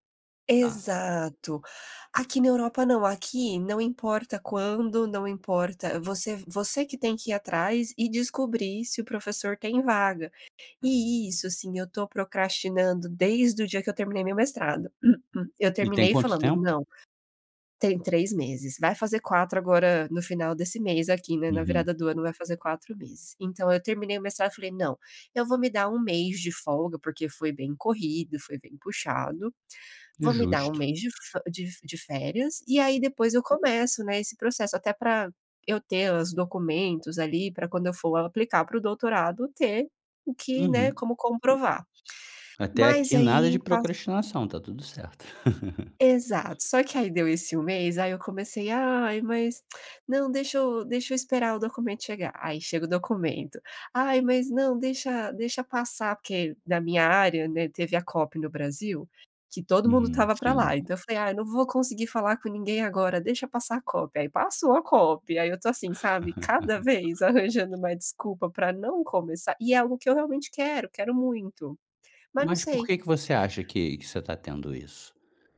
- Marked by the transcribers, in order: throat clearing; chuckle; lip smack; chuckle
- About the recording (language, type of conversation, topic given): Portuguese, advice, Como você lida com a procrastinação frequente em tarefas importantes?